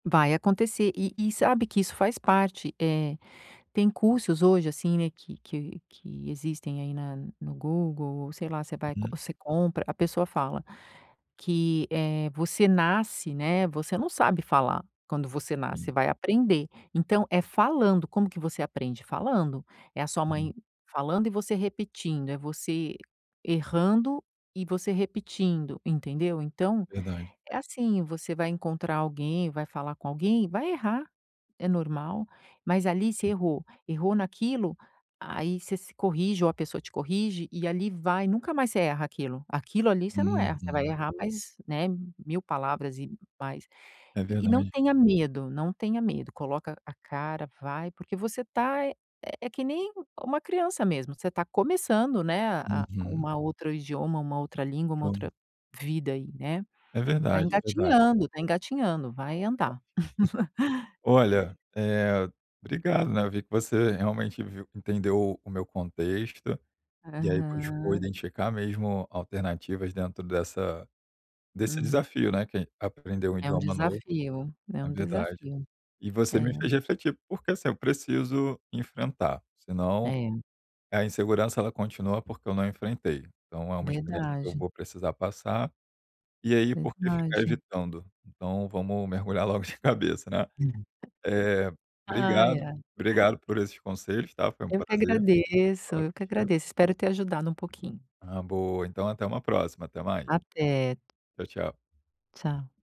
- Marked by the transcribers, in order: chuckle; other background noise; laugh; tapping; laughing while speaking: "de cabeça, né?"; unintelligible speech
- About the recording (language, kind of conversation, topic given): Portuguese, advice, Como lidar com a comparação e a insegurança ao tentar algo novo?